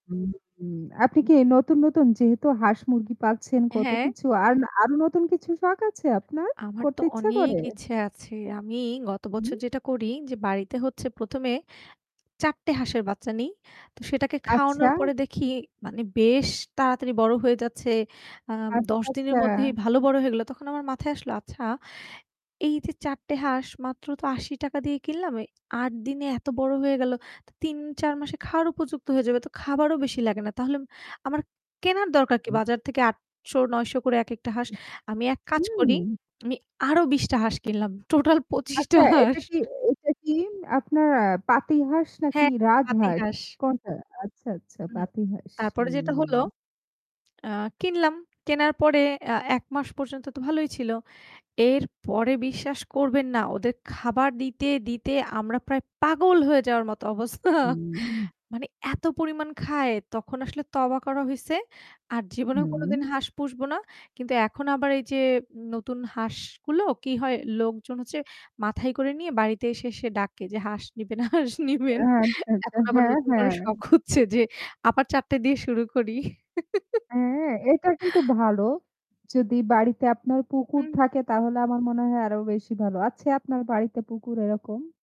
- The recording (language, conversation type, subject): Bengali, unstructured, তোমার কী কী ধরনের শখ আছে?
- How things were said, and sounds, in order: static; other noise; laughing while speaking: "টোটাল পচিশ টা হাঁস"; laughing while speaking: "অবস্থা"; laughing while speaking: "হাঁস নিবেন, হাঁস নিবেন"; laughing while speaking: "নতুন করে শখ হচ্ছে যে আবার চার টে দিয়ে শুরু করি"